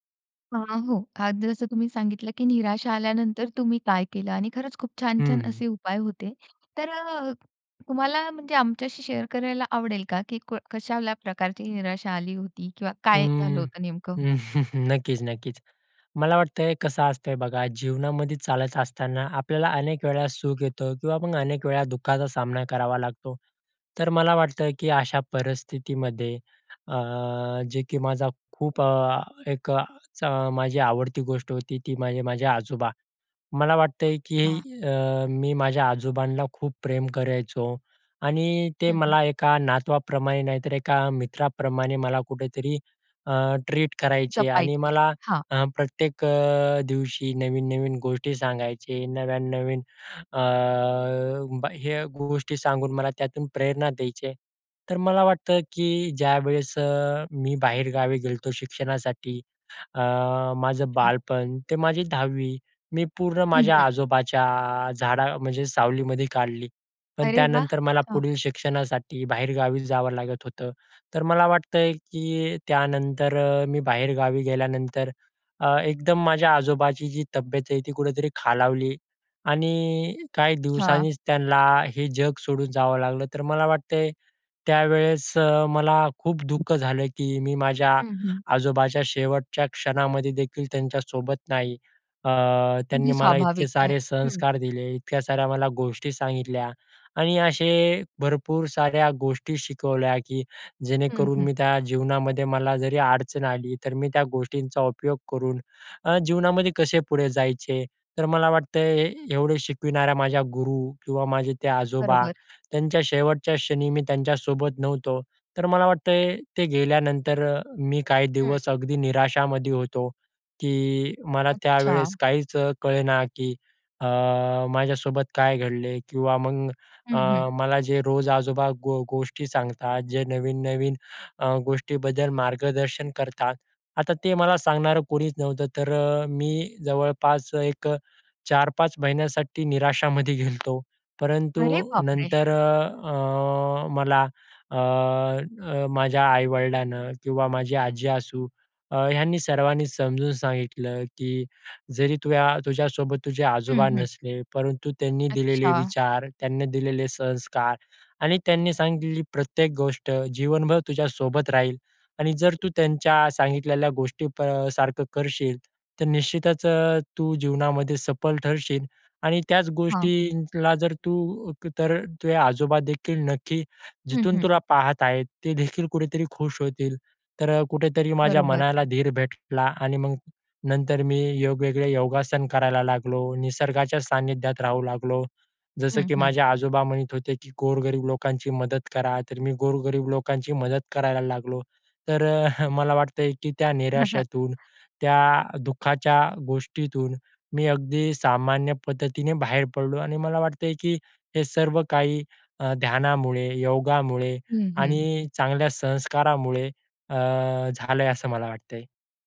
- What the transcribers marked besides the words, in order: other background noise; in English: "शेअर"; tapping; chuckle; other noise; surprised: "अरे बापरे!"; chuckle
- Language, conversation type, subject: Marathi, podcast, निराश वाटल्यावर तुम्ही स्वतःला प्रेरित कसे करता?